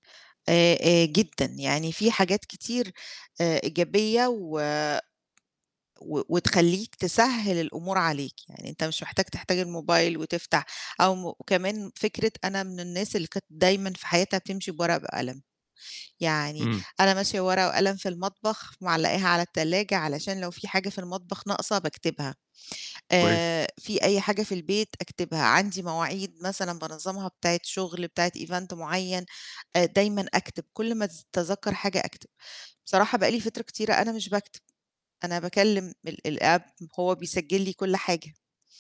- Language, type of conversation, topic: Arabic, podcast, إزاي بتستخدم التكنولوجيا عشان تِسهّل تعلّمك كل يوم؟
- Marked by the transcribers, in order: tapping; in English: "Event"; in English: "الApp"